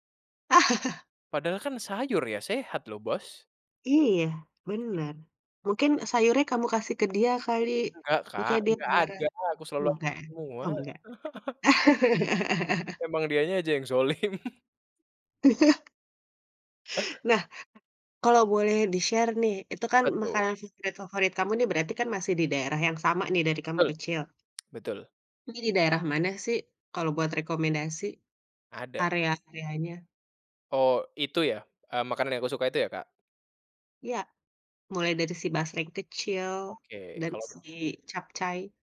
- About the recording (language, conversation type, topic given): Indonesian, podcast, Ceritakan makanan favoritmu waktu kecil, dong?
- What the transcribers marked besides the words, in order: chuckle; chuckle; other background noise; unintelligible speech; chuckle; laughing while speaking: "dzalim"; chuckle; in English: "di-share"